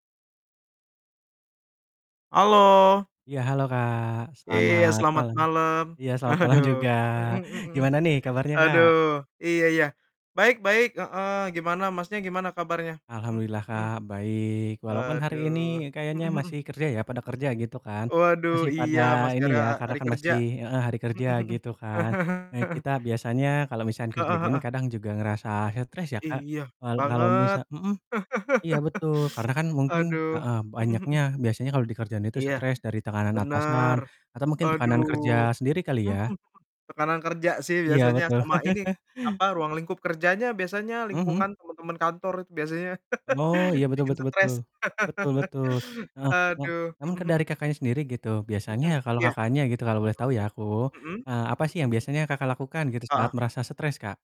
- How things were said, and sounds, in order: laughing while speaking: "malam"; laughing while speaking: "Aduh"; chuckle; laugh; teeth sucking; distorted speech; chuckle; chuckle; laugh
- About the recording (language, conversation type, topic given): Indonesian, unstructured, Apa yang biasanya kamu lakukan saat merasa stres?